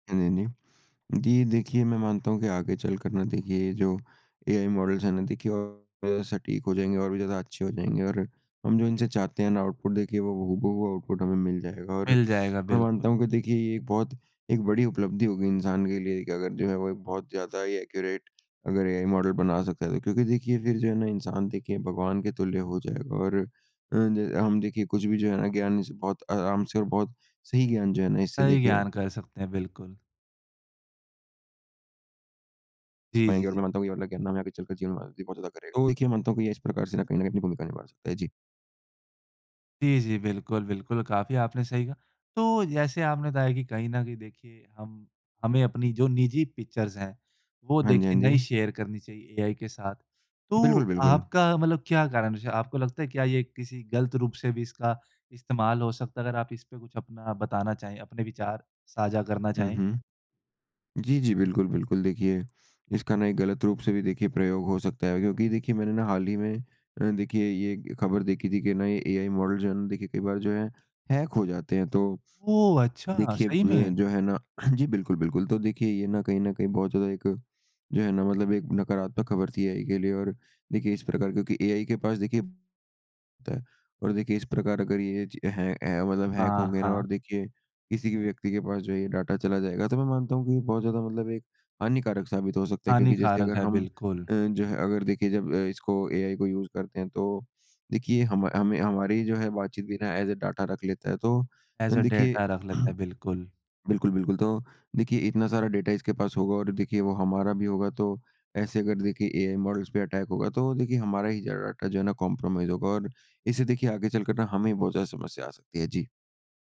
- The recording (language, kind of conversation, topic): Hindi, podcast, एआई टूल्स को आपने रोज़मर्रा की ज़िंदगी में कैसे आज़माया है?
- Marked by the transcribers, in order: in English: "आउटपुट"; in English: "आउटपुट"; in English: "एक्युरेट"; unintelligible speech; in English: "पिक्चर्स"; in English: "शेयर"; in English: "यूज़"; in English: "ऐज़ अ डेटा"; throat clearing; in English: "ऐज़ अ डेटा"; in English: "अटैक"; in English: "कंप्रोमाइज़"